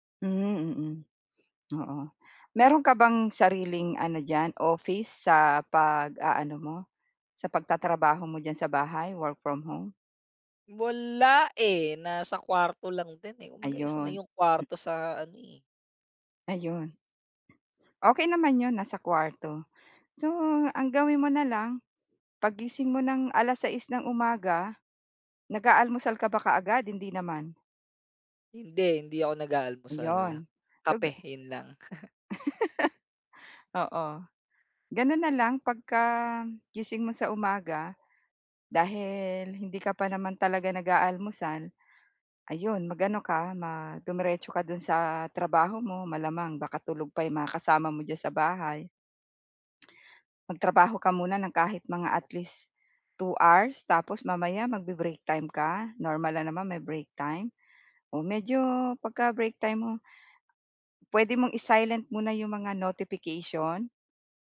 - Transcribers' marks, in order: chuckle; laugh
- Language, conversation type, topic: Filipino, advice, Paano ako makakagawa ng pinakamaliit na susunod na hakbang patungo sa layunin ko?